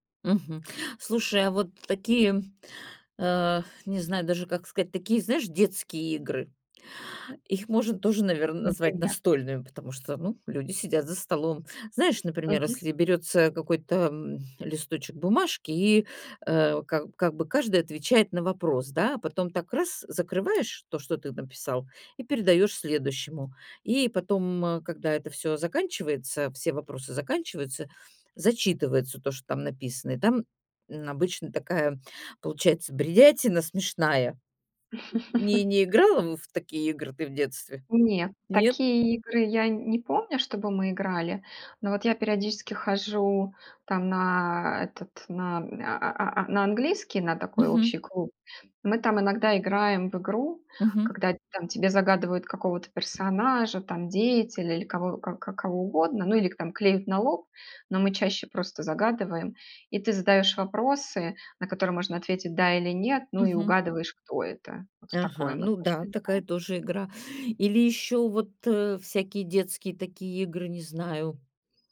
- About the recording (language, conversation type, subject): Russian, podcast, Почему тебя притягивают настольные игры?
- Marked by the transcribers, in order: tapping; chuckle; other background noise